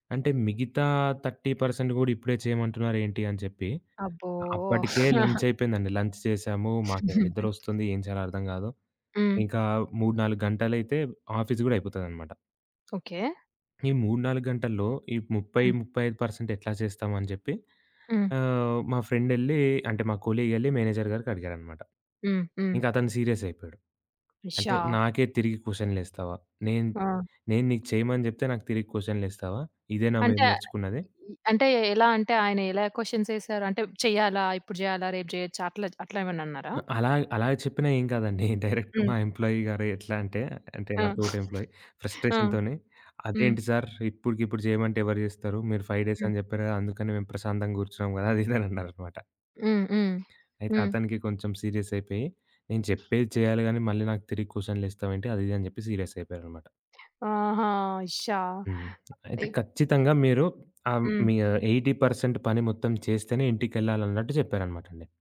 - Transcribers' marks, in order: in English: "థర్టీ పర్సెంట్"; in English: "లంచ్"; chuckle; other background noise; in English: "లంచ్"; giggle; tapping; in English: "ఆఫీస్"; in English: "మేనేజర్"; in English: "సీరియస్"; chuckle; in English: "డైరెక్ట్"; in English: "ఎంప్లాయీ"; in English: "ఎంప్లాయీ, ఫ్రస్ట్రేషన్‌తోని"; giggle; in English: "ఫైవ్ డేస్"; chuckle; in English: "ఎయిటీ పర్సెంట్"
- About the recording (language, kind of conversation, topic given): Telugu, podcast, సోషియల్ జీవితం, ఇంటి బాధ్యతలు, పని మధ్య మీరు ఎలా సంతులనం చేస్తారు?